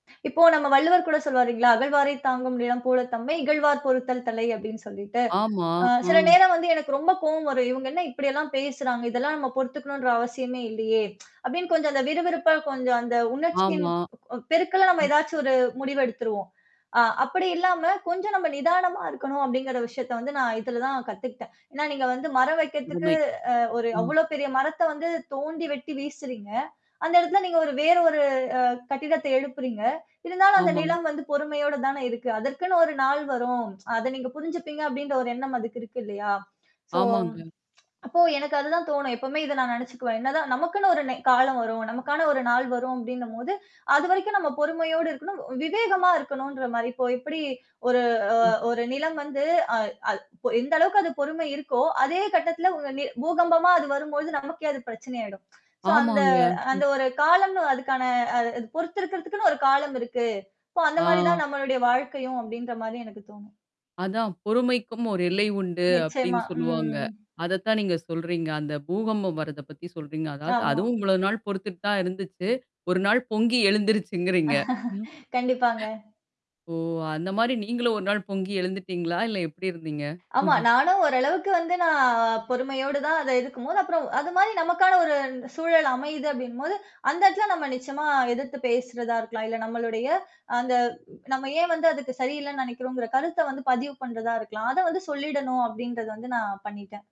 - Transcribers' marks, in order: lip smack; distorted speech; tapping; in English: "சோ"; tsk; tsk; in English: "சோ"; other noise; static; laugh; chuckle; drawn out: "நான்"
- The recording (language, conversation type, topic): Tamil, podcast, இயற்கை உங்களுக்கு முதலில் என்ன கற்றுக்கொடுத்தது?